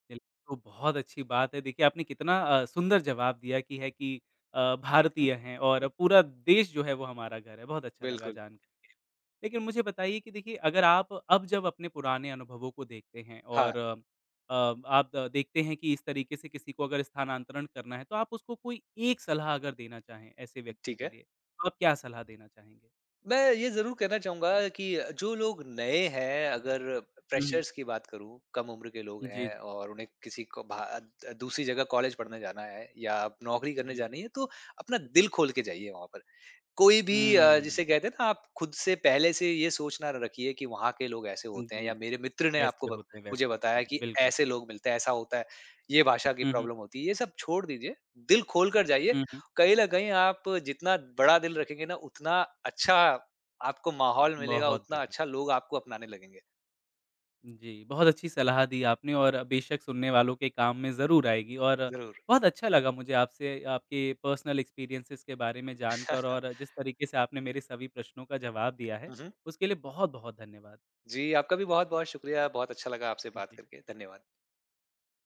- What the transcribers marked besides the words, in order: in English: "फ्रेशर्स"; tapping; in English: "प्रॉब्लम"; in English: "पर्सनल एक्सपीरियंसेज़"; chuckle
- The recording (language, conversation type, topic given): Hindi, podcast, प्रवास के दौरान आपको सबसे बड़ी मुश्किल क्या लगी?
- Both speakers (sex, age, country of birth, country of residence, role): male, 25-29, India, India, host; male, 35-39, India, India, guest